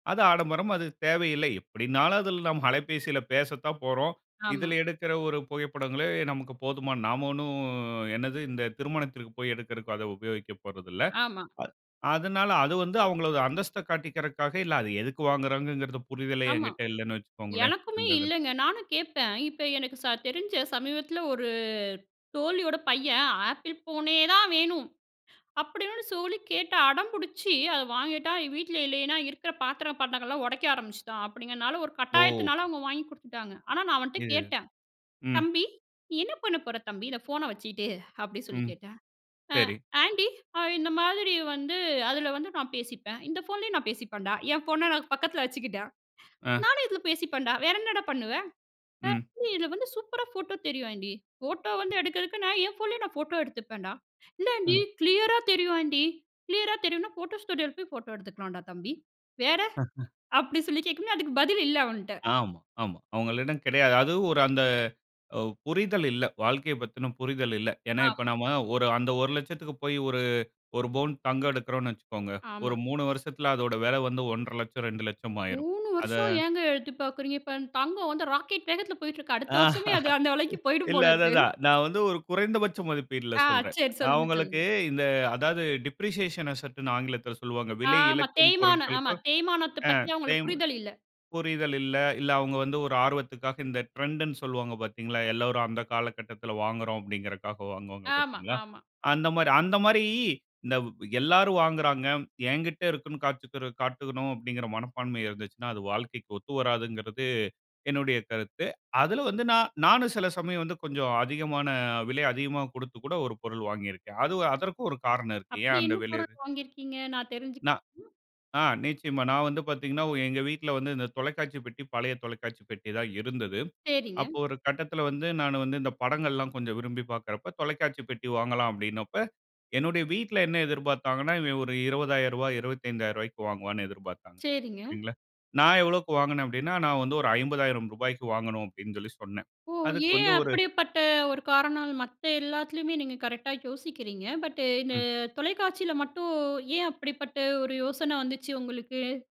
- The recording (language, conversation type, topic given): Tamil, podcast, இப்போதைக்கான மகிழ்ச்சியைத் தேர்வு செய்வீர்களா, அல்லது நீண்டகால நன்மையை முன்னுரிமை கொடுப்பீர்களா?
- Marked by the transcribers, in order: other noise; other background noise; in English: "ஆண்டி"; laughing while speaking: "ஃபோன்ன நான் பக்கத்தில வச்சுக்கிட்டேன்"; unintelligible speech; in English: "ஃபோட்டோ"; in English: "ஆண்டி. ஃபோட்டோ"; tapping; in English: "ஆண்டி கிளியரா"; in English: "ஆண்டி. கிளியரா"; in English: "ஃபோட்டோ ஸ்டுடியோல"; laugh; laughing while speaking: "இல்ல அதான் அதான், நான் வந்து ஒரு குறைந்தபட்ச மதிப்பீட்ல சொல்றேன்"; laughing while speaking: "அது அந்த வெலைக்கு போயிடும் போல இருக்கு"; in English: "டிப்ரிசியேஷன் அசெட்ன்னு"; unintelligible speech; in English: "ட்ரெண்ட்ன்னு"; unintelligible speech